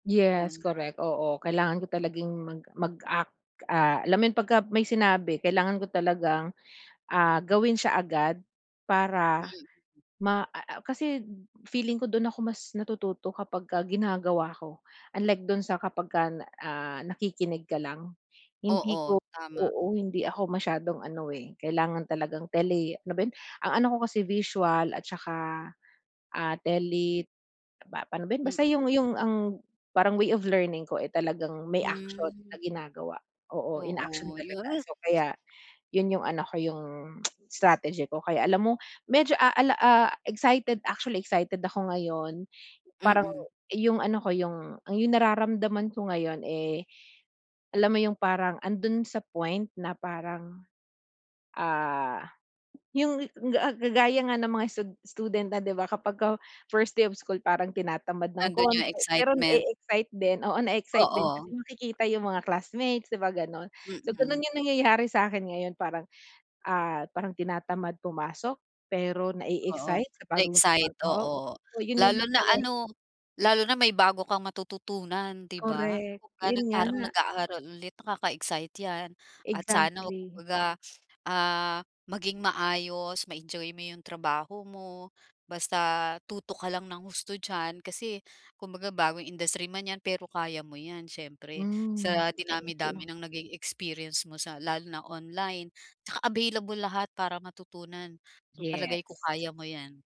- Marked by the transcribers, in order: unintelligible speech; in English: "way of learning"; tsk; in English: "strategy"; in English: "first day of school"; background speech; sniff
- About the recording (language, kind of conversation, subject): Filipino, advice, Paano ko maipagpapatuloy ang pag-unlad ko pagkatapos ng isang pagsubok?